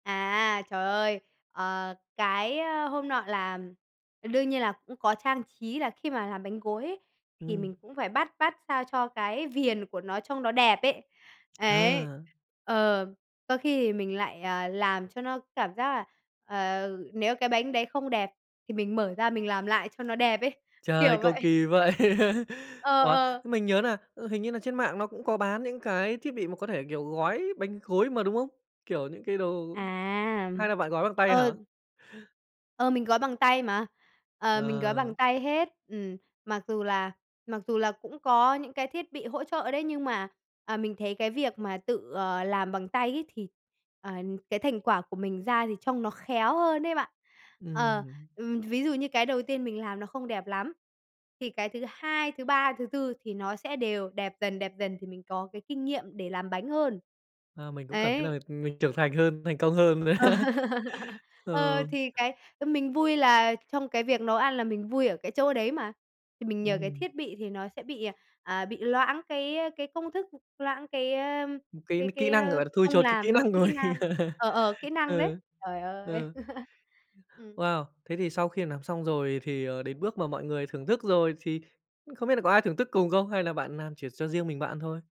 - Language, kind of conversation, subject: Vietnamese, podcast, Bạn đã từng pha trộn những nguyên liệu tưởng chừng không liên quan mà lại ngon bất ngờ chưa?
- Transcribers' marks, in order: tapping; other background noise; laughing while speaking: "vậy"; laugh; laugh; laughing while speaking: "nữa"; laughing while speaking: "rồi"; laugh; "làm" said as "nàm"; laugh; "làm" said as "nàm"